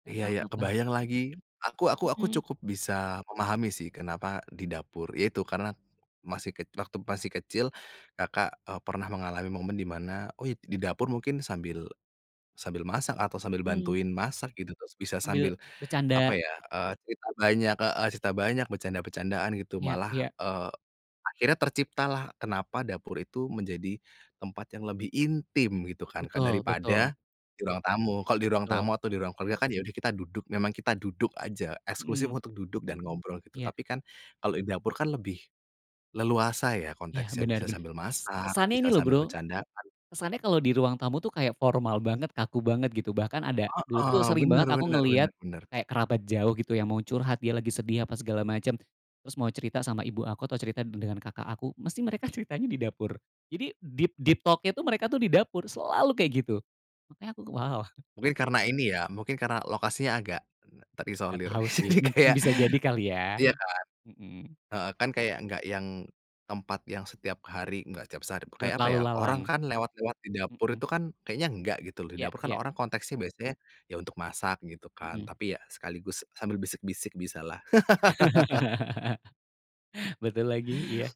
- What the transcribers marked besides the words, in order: in English: "deep deep talk-nya"; laughing while speaking: "jadi kayak"; laugh
- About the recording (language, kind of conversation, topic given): Indonesian, podcast, Apa bau alami yang paling mengingatkanmu pada rumah?